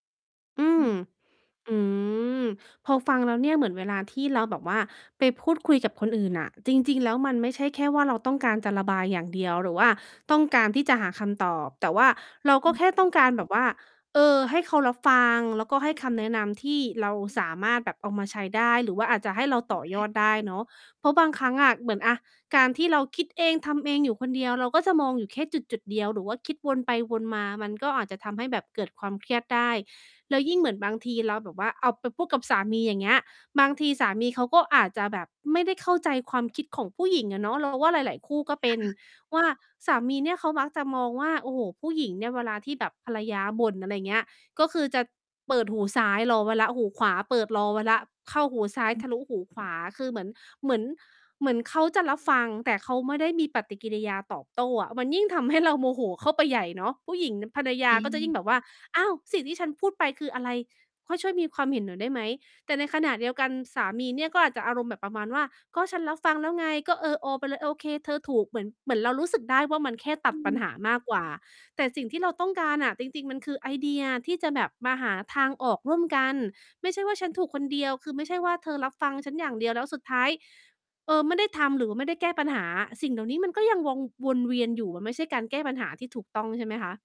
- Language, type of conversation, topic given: Thai, podcast, การคุยกับคนอื่นช่วยให้คุณหลุดจากภาวะคิดไม่ออกได้อย่างไร?
- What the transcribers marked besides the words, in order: distorted speech; laughing while speaking: "ให้"